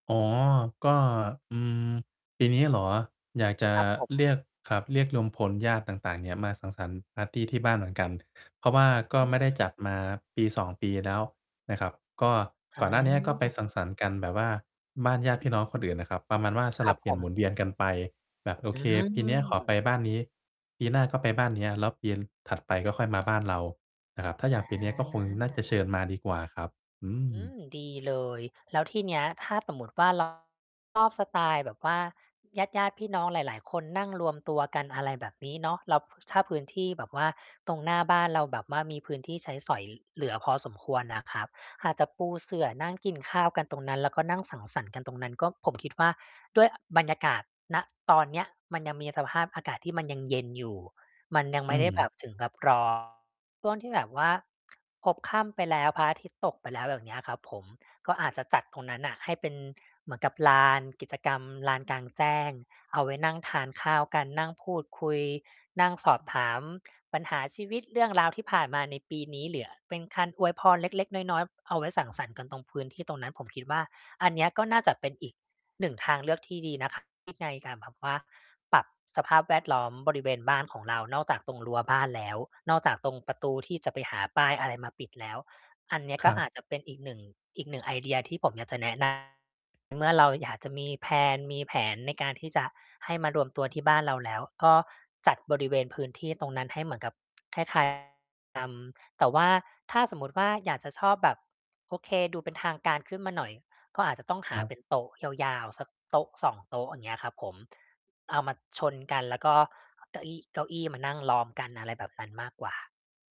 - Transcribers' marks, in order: distorted speech; static; "ปี" said as "เปียน"; tapping; other background noise; in English: "แพลน"
- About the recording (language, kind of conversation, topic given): Thai, advice, จะปรับสภาพแวดล้อมอย่างไรเพื่อช่วยให้สร้างนิสัยใหม่ได้สำเร็จ?